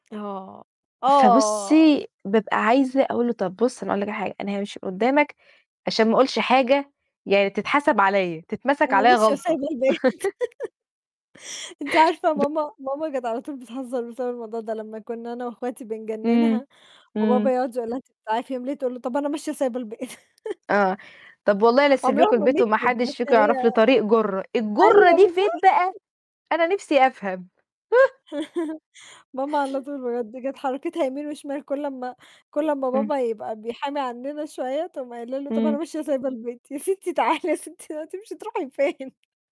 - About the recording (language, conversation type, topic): Arabic, unstructured, إزاي السوشيال ميديا بتأثر على علاقات الناس ببعض؟
- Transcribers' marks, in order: tapping; laugh; unintelligible speech; chuckle; distorted speech; laughing while speaking: "أيوه، بالضبط"; other noise; laugh; laughing while speaking: "يا ستي تعالي يا ستي، هتمشي تروحي فين؟"